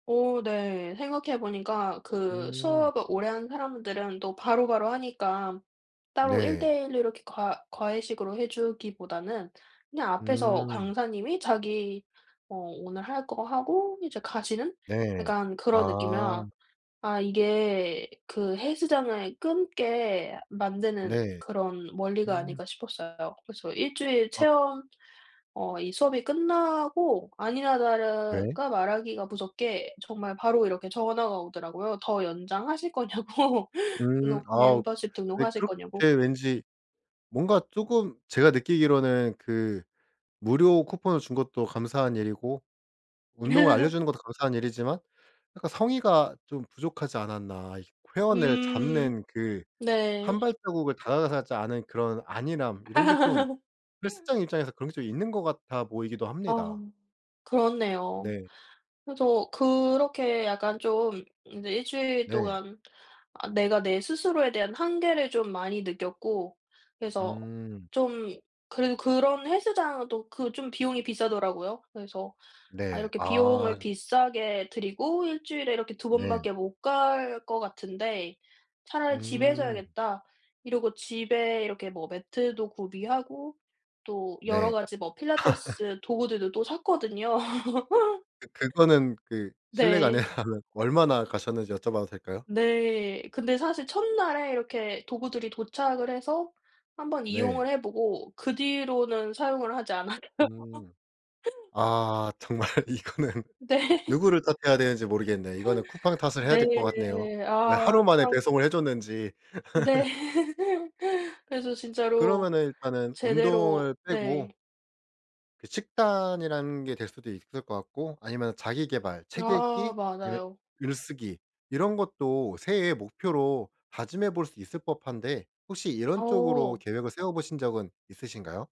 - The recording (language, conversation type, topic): Korean, podcast, 작심삼일을 넘기려면 어떻게 해야 할까요?
- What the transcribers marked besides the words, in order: other background noise; laughing while speaking: "거냐고"; laugh; laugh; laugh; laugh; tapping; laugh; laughing while speaking: "아니라면"; laughing while speaking: "않아요"; laugh; laughing while speaking: "네"; laugh